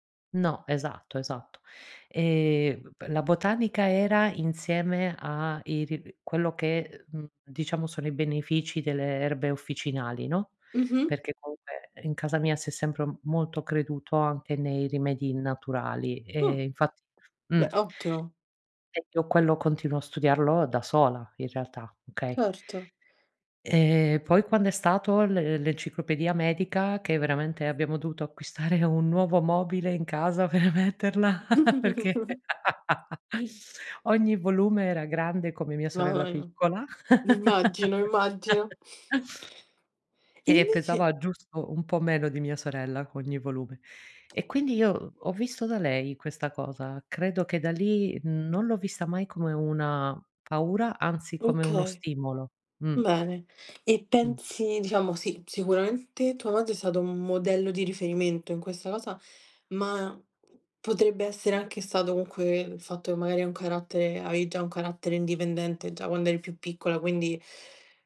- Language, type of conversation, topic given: Italian, podcast, Che metodi usi quando devi imparare qualcosa di nuovo da solo?
- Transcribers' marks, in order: tapping; laughing while speaking: "acquistare"; giggle; laughing while speaking: "per metterla"; chuckle; laugh; laugh